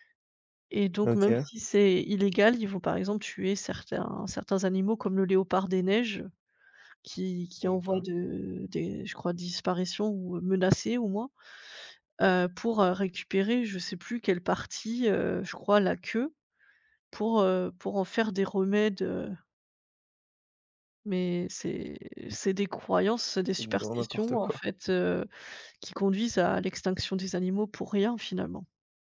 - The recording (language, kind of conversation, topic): French, unstructured, Qu’est-ce qui vous met en colère face à la chasse illégale ?
- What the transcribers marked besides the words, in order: tapping